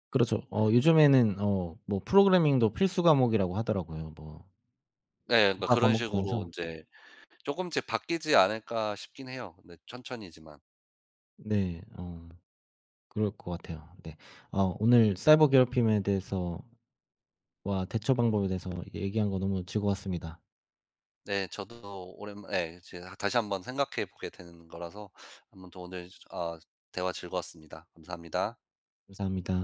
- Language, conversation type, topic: Korean, unstructured, 사이버 괴롭힘에 어떻게 대처하는 것이 좋을까요?
- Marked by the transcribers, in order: other background noise; tapping